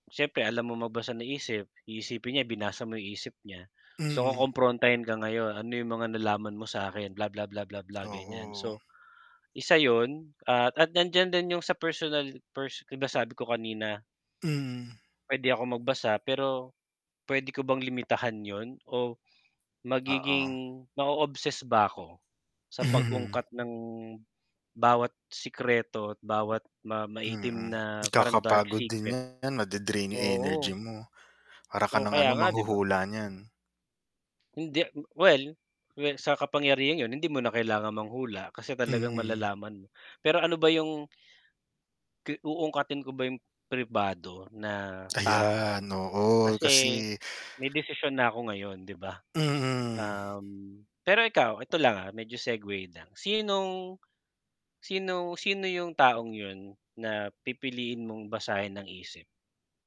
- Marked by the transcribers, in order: static; mechanical hum; scoff; distorted speech; sniff
- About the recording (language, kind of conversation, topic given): Filipino, unstructured, Ano ang gagawin mo kung bigla kang nagising na may kakayahang magbasa ng isip?